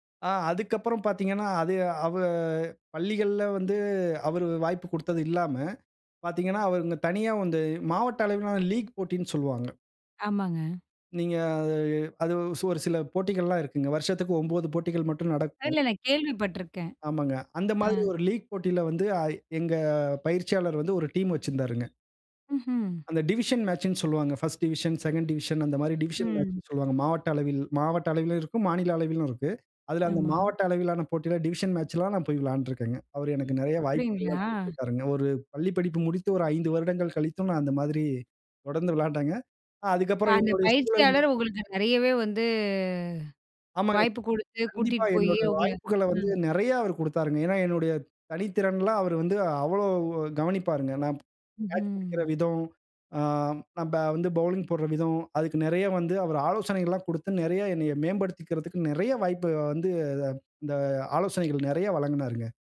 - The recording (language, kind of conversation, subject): Tamil, podcast, பள்ளி அல்லது கல்லூரியில் உங்களுக்கு வாழ்க்கையில் திருப்புமுனையாக அமைந்த நிகழ்வு எது?
- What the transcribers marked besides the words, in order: in English: "லீக்"; drawn out: "நீங்க"; in English: "லீக்"; in English: "டிவிஷன் மேட்ச்ன்னு"; drawn out: "வந்து"; "நம்ம" said as "நம்ப"; in English: "பவுலிங்"